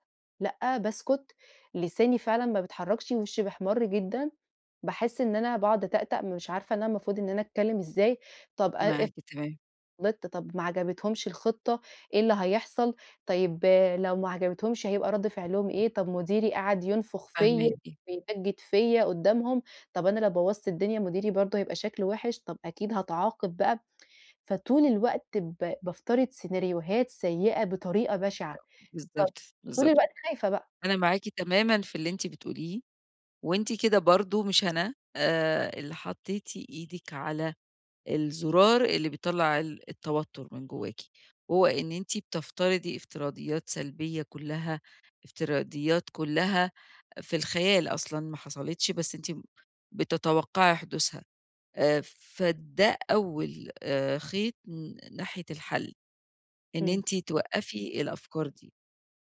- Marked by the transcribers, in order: tapping; unintelligible speech
- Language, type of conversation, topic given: Arabic, advice, إزاي أقلّل توتّري قبل ما أتكلم قدّام ناس؟